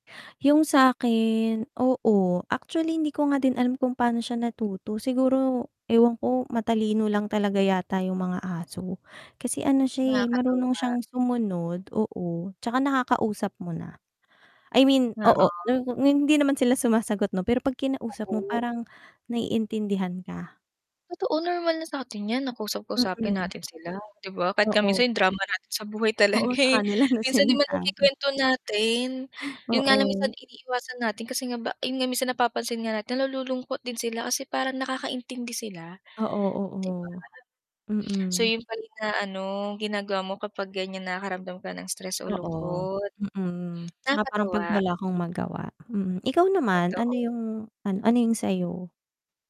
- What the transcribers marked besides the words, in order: mechanical hum; static; tapping; distorted speech; laughing while speaking: "na sinasabi"; laughing while speaking: "talaga eh"
- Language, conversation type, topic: Filipino, unstructured, Paano mo nilalabanan ang stress at lungkot sa araw-araw at paano mo pinananatili ang positibong pananaw sa buhay?